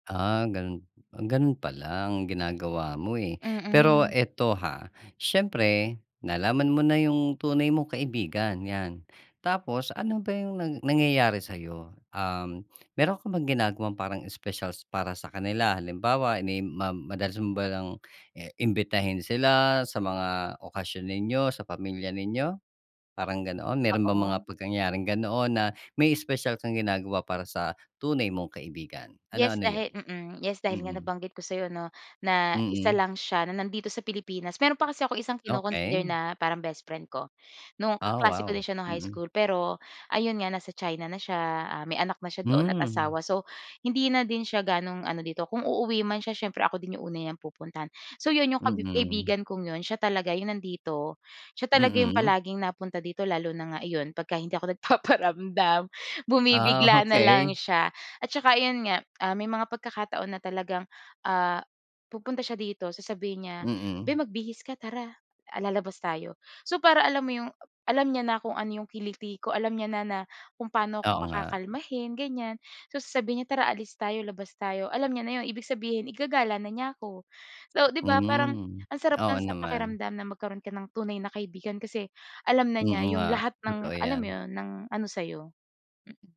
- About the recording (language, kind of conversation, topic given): Filipino, podcast, Anong pangyayari ang nagbunyag kung sino ang mga tunay mong kaibigan?
- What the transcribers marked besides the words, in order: tapping; laughing while speaking: "Ah, okey"; laughing while speaking: "nagpaparamdam"; other background noise; tongue click